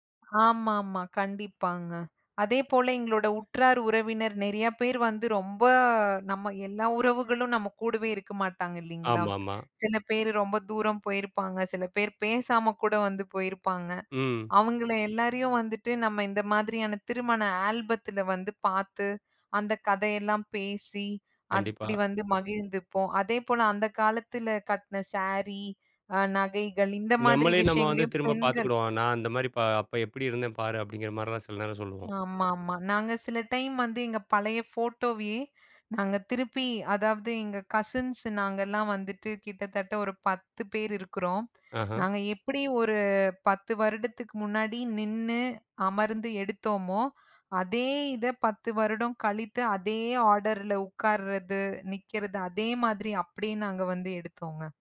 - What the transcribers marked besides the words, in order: other background noise; in English: "ஆல்பத்துல"; in English: "டைம்"; in English: "ஃபோட்டோவயே"; in English: "கசின்ஸ்"; in English: "ஆடர்ல"
- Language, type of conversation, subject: Tamil, podcast, பழைய குடும்பப் புகைப்படங்கள் உங்களுக்கு ஏன் முக்கியமானவை?